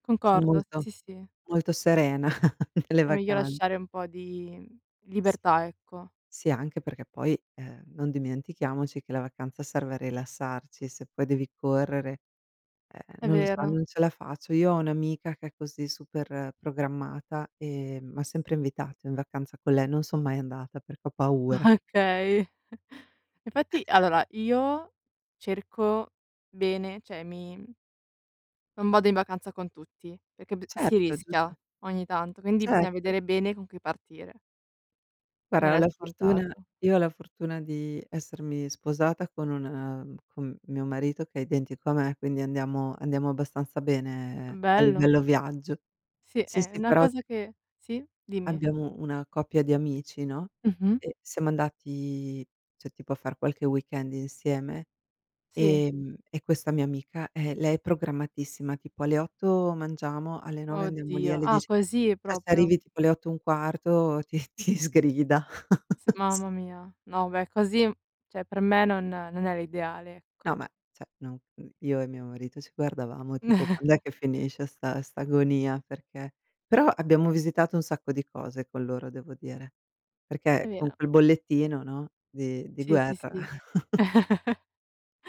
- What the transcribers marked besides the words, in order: other background noise; chuckle; tapping; laughing while speaking: "Okay"; chuckle; "cioè" said as "ceh"; "perché" said as "peché"; drawn out: "un"; drawn out: "andati"; in English: "weekend"; "cioè" said as "ceh"; laughing while speaking: "ti sgrida"; chuckle; "cioè" said as "ceh"; "cioè" said as "ceh"; chuckle; chuckle
- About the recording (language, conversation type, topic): Italian, unstructured, Cosa ti piace fare quando esplori un posto nuovo?